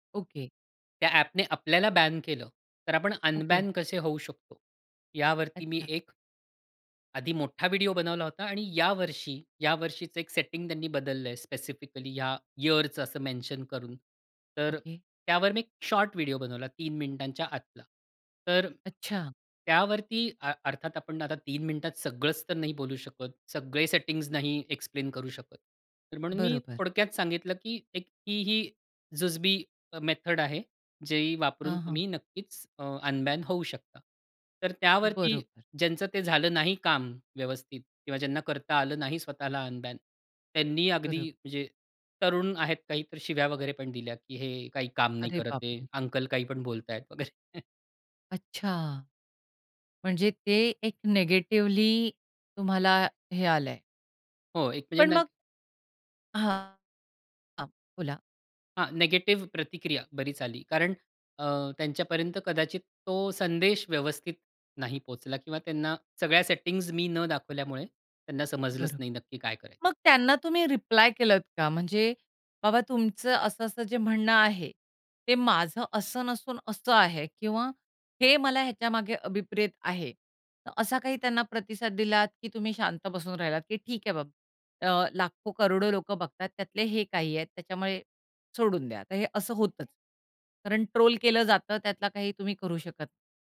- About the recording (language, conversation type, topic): Marathi, podcast, प्रेक्षकांचा प्रतिसाद तुमच्या कामावर कसा परिणाम करतो?
- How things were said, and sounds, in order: in English: "एक्सप्लेन"; chuckle; other background noise